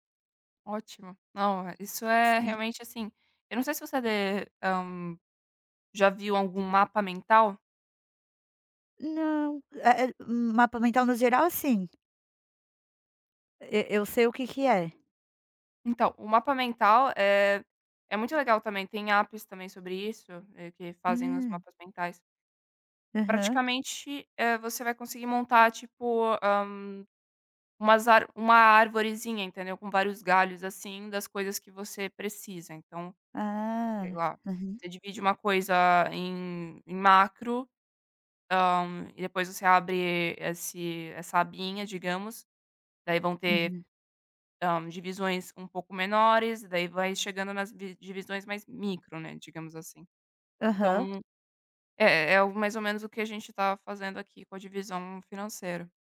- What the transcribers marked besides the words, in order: tapping
- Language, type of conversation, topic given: Portuguese, advice, Como identificar assinaturas acumuladas que passam despercebidas no seu orçamento?